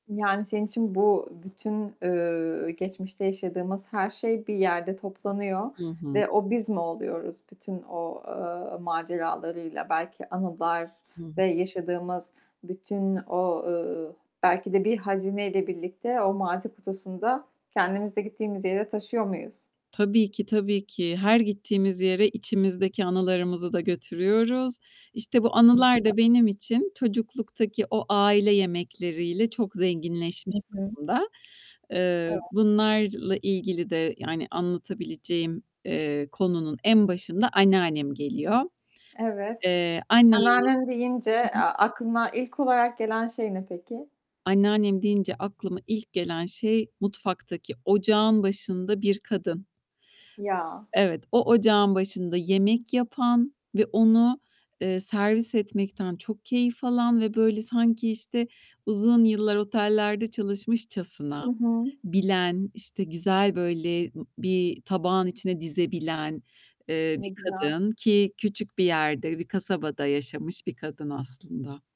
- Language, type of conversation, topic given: Turkish, podcast, Aile yemekleri kimliğinizde ne kadar yer kaplıyor ve neden?
- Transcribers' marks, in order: other background noise; tapping; distorted speech